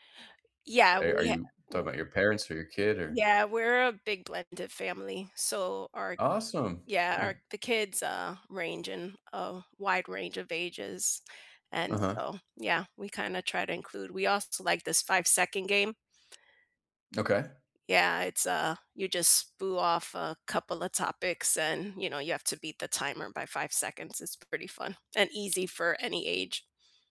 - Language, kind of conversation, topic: English, unstructured, What is your favorite thing to do with your family?
- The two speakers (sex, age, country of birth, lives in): female, 50-54, United States, United States; male, 30-34, United States, United States
- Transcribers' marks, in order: "spew" said as "spoo"